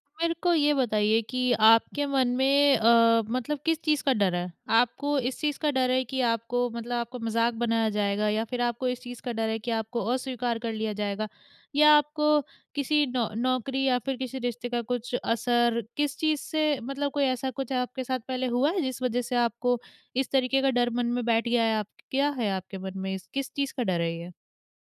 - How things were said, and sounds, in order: none
- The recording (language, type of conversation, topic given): Hindi, advice, क्या मुझे नए समूह में स्वीकार होने के लिए अपनी रुचियाँ छिपानी चाहिए?